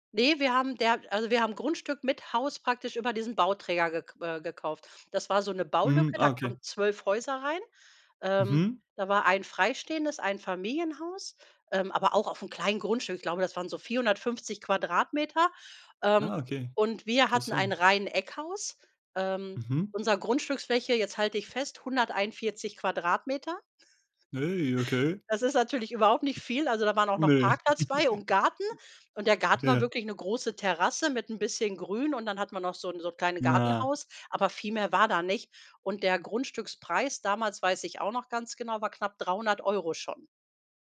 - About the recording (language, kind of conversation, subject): German, podcast, Erzähl mal: Wie hast du ein Haus gekauft?
- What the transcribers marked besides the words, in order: surprised: "Ey, okay"; giggle